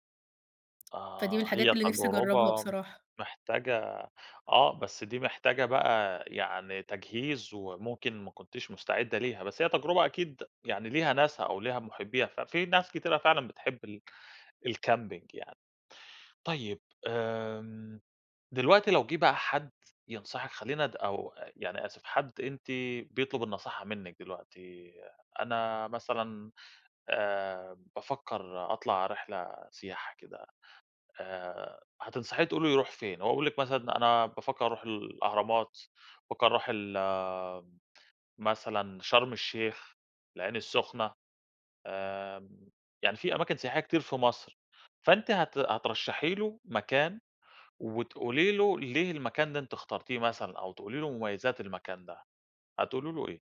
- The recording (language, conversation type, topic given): Arabic, podcast, إيه أجمل ذكرى عندك مع مكان طبيعي قريب منك؟
- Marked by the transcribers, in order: tapping; other background noise; in English: "الcamping"